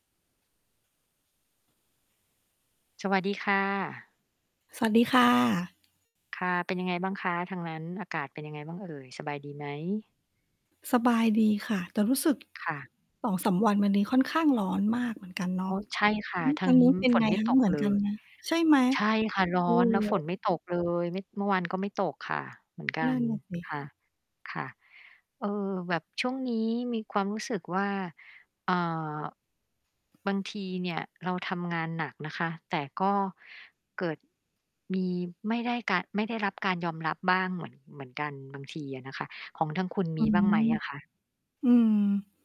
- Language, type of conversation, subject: Thai, unstructured, คุณเคยรู้สึกไหมว่าทำงานหนักแต่ไม่ได้รับการยอมรับ?
- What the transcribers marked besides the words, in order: distorted speech; tapping; other background noise